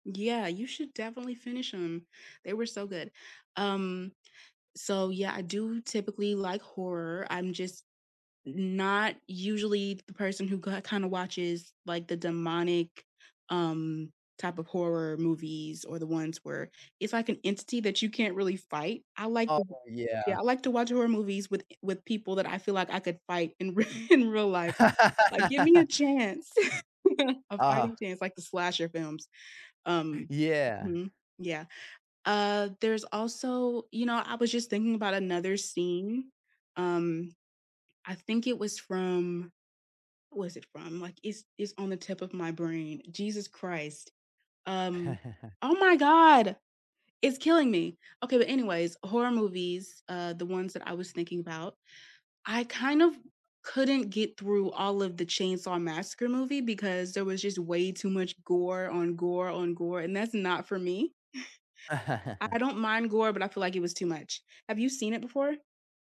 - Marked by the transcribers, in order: other background noise; laugh; laughing while speaking: "rea"; laugh; chuckle; chuckle
- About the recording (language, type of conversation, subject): English, unstructured, What comfort movies do you rewatch, and which scenes do you quote?
- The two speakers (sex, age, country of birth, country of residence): female, 20-24, United States, United States; male, 30-34, United States, United States